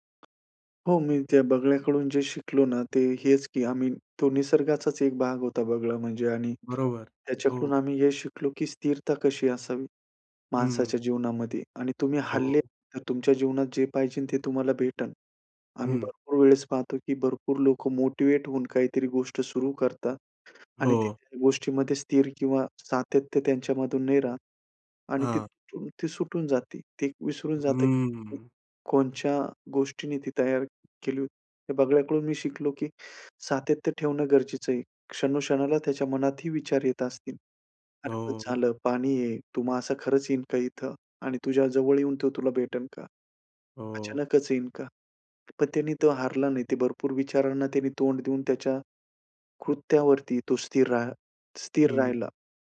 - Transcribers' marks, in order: tapping; other background noise; in English: "मोटिव्हेट"
- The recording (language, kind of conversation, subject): Marathi, podcast, निसर्गाकडून तुम्हाला संयम कसा शिकायला मिळाला?